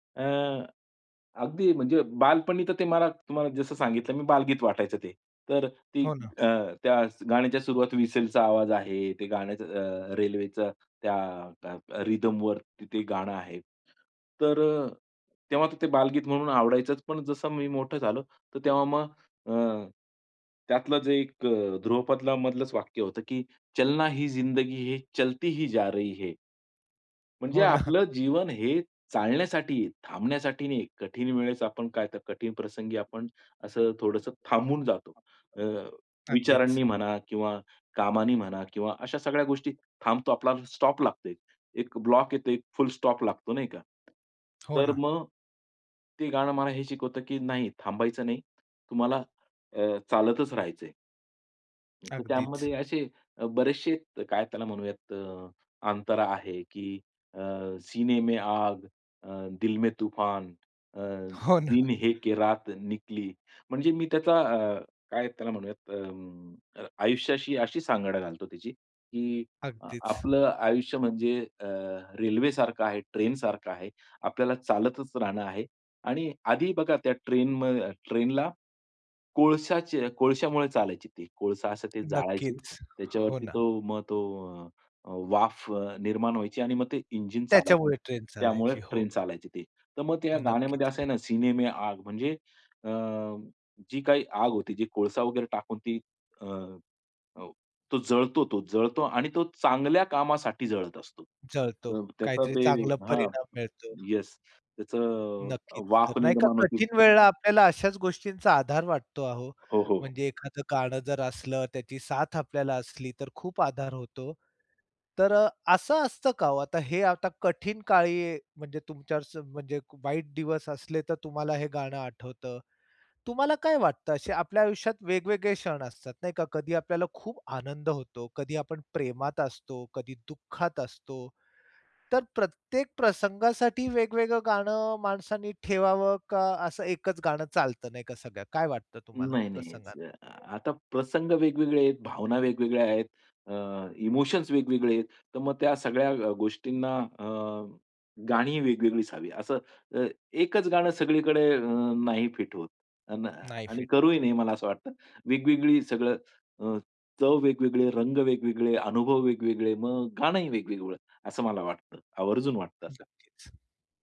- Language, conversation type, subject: Marathi, podcast, कठीण दिवसात कोणती गाणी तुमची साथ देतात?
- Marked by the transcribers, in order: tapping; in English: "व्हिसलचा"; in English: "रिदमवर"; in Hindi: "चलना ही जिंदगी ही, चलती ही जा रही है"; laughing while speaking: "ना"; unintelligible speech; in Hindi: "सीने में आग"; in Hindi: "दिल में तूफान"; in Hindi: "दिन है के रात निकली"; laughing while speaking: "हो ना"; in Hindi: "सीने में आग"; background speech